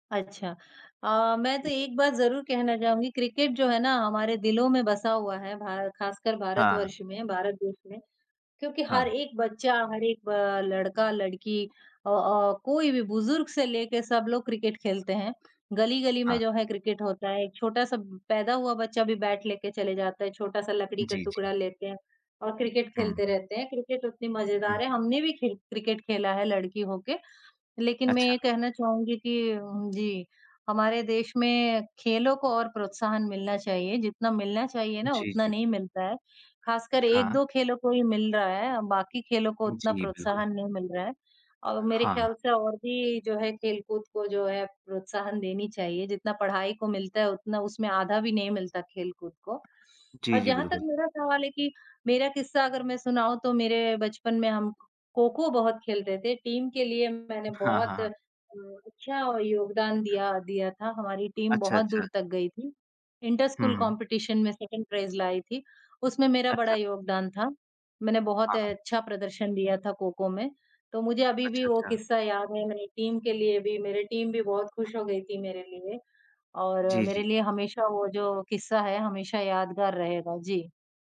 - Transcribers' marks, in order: in English: "टीम"; in English: "इंटर स्कूल कम्पीटीशन"; in English: "सेकंड प्राइज़"; in English: "टीम"; in English: "टीम"
- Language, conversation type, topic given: Hindi, unstructured, खेल-कूद से हमारे जीवन में क्या-क्या लाभ होते हैं?